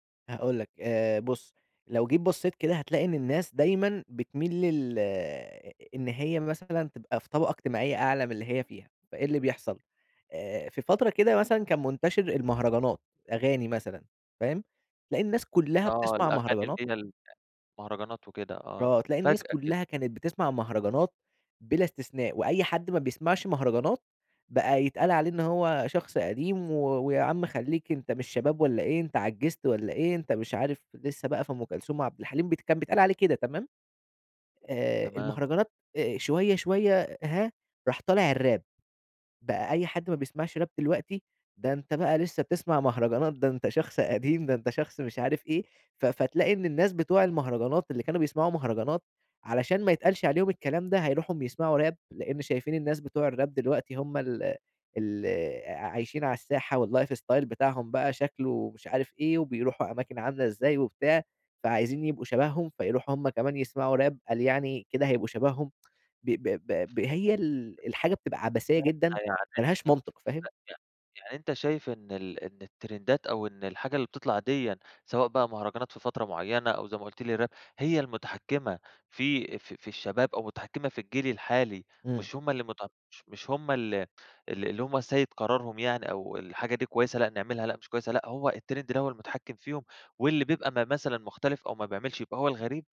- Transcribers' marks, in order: other background noise; in English: "الراب"; in English: "راب"; in English: "راب"; in English: "الراب"; in English: "الlife style"; in English: "راب"; tsk; unintelligible speech; in English: "الترندات"; in English: "راب"; in English: "التريند"
- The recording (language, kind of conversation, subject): Arabic, podcast, ازاي السوشيال ميديا بتأثر على أذواقنا؟